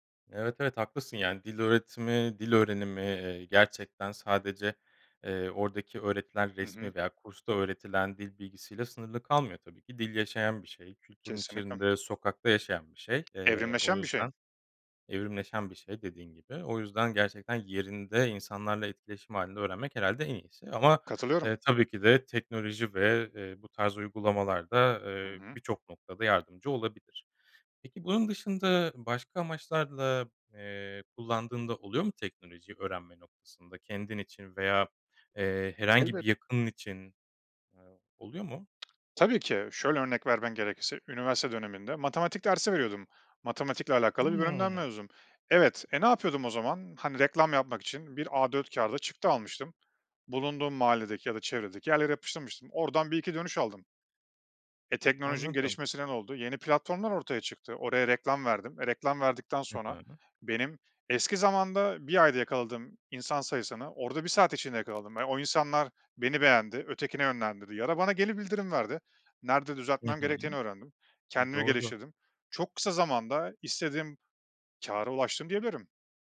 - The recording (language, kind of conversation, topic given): Turkish, podcast, Teknoloji öğrenme biçimimizi nasıl değiştirdi?
- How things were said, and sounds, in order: tapping; other background noise